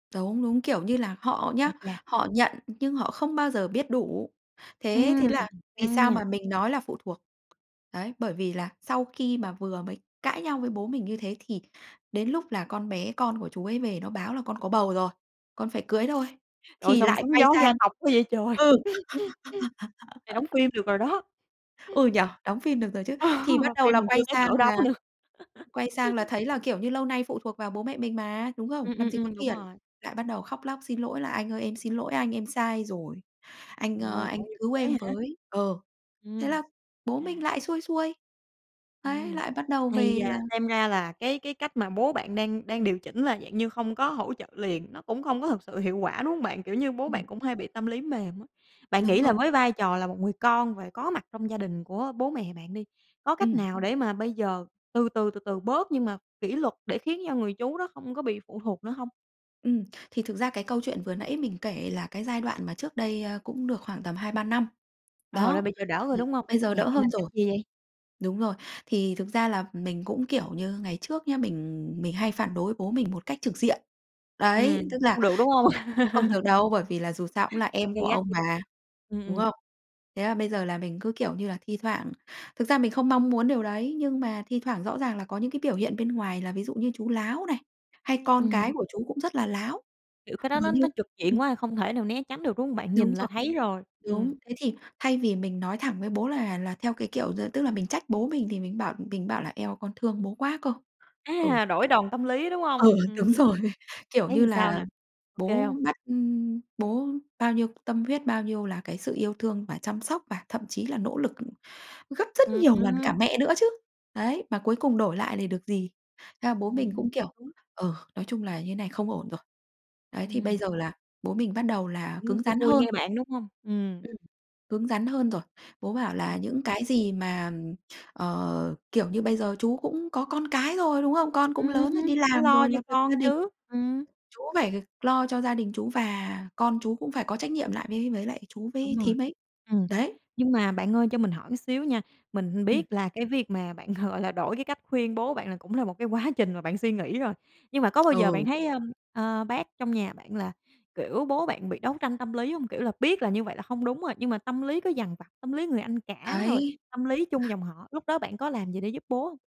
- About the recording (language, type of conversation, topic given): Vietnamese, podcast, Làm sao để hỗ trợ ai đó mà không khiến họ trở nên phụ thuộc vào mình?
- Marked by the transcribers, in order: tapping; laugh; other background noise; laugh; laugh; laugh; laugh; laughing while speaking: "Ừ, đúng rồi"; unintelligible speech; unintelligible speech; laughing while speaking: "gọi là"; unintelligible speech